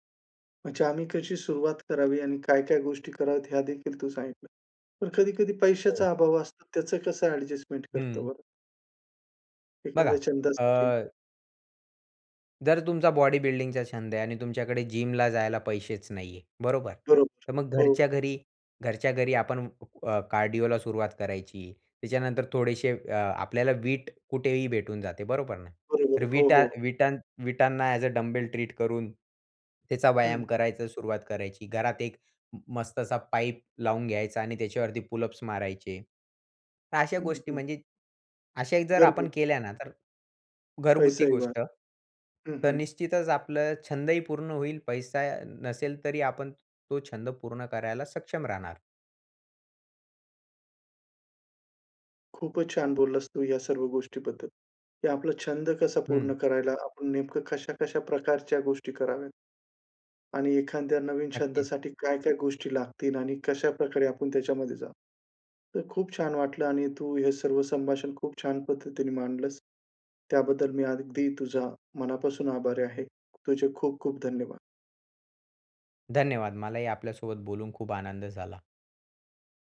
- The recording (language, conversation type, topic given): Marathi, podcast, एखादा नवीन छंद सुरू कसा करावा?
- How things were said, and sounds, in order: in English: "जिमला"; in English: "कार्डिओला"; in English: "ॲज अ डंबेल ट्रीट"; in English: "पाईप"; in English: "पुलअप्स"